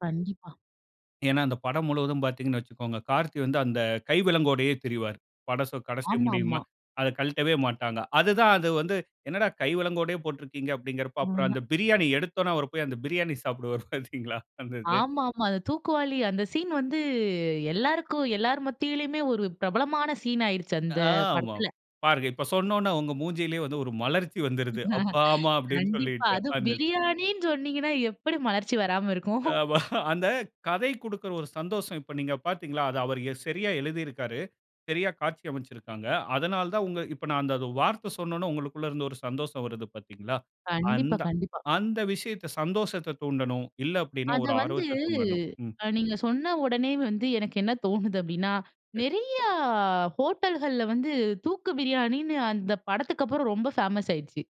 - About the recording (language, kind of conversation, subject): Tamil, podcast, கதையைத் தொடங்கும் போது கேட்பவரின் கவனத்தை உடனே ஈர்க்க என்ன செய்ய வேண்டும்?
- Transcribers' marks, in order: laughing while speaking: "அந்த பிரியாணி சாப்பிடுவார் பாத்தீங்களா"; chuckle; chuckle; unintelligible speech